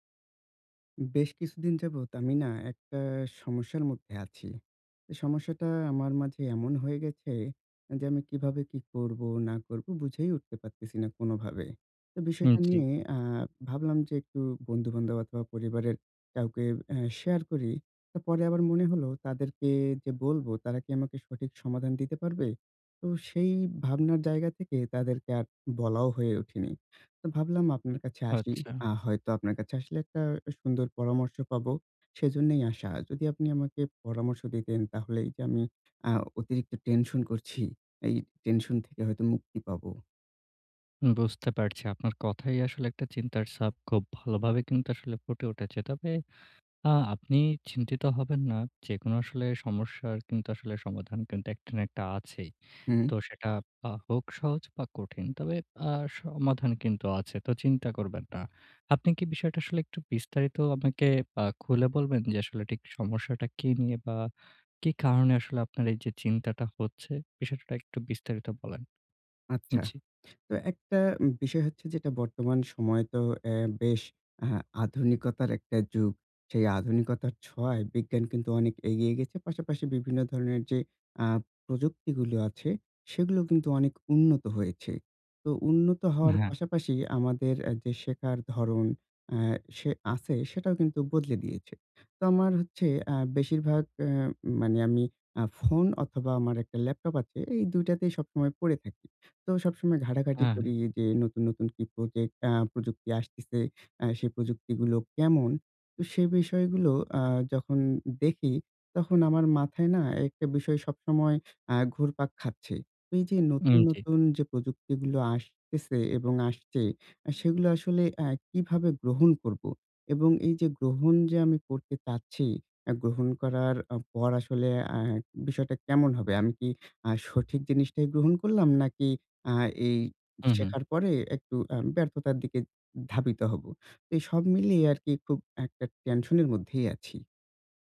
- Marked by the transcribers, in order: none
- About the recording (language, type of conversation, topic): Bengali, advice, অজানাকে গ্রহণ করে শেখার মানসিকতা কীভাবে গড়ে তুলবেন?